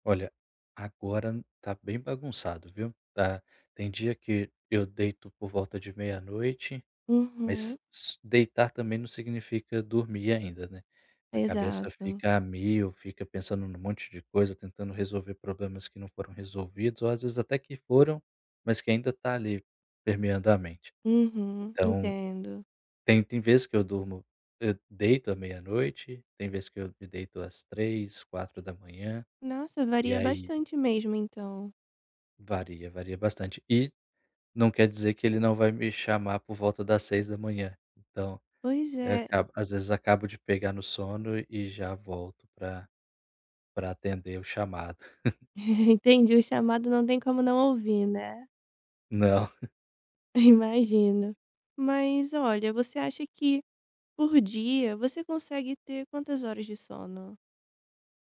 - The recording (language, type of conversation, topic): Portuguese, advice, Como posso manter um sono regular apesar de tantos compromissos?
- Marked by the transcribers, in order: chuckle; chuckle